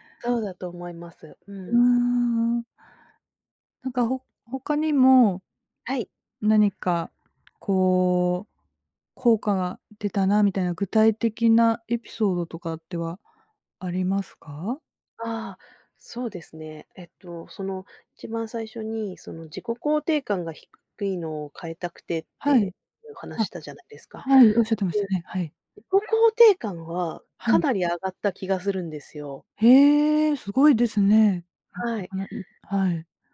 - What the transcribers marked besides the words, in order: tapping; unintelligible speech
- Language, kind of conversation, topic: Japanese, podcast, 自分を変えた習慣は何ですか？
- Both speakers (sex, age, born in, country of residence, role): female, 40-44, Japan, Japan, guest; female, 40-44, Japan, Japan, host